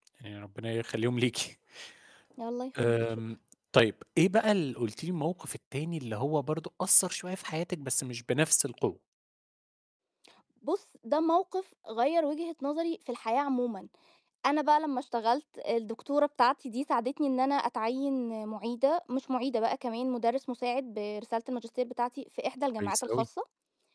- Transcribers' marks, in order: laughing while speaking: "ليكِ"; tapping
- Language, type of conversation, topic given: Arabic, podcast, احكيلي عن موقف غيّر مجرى حياتك؟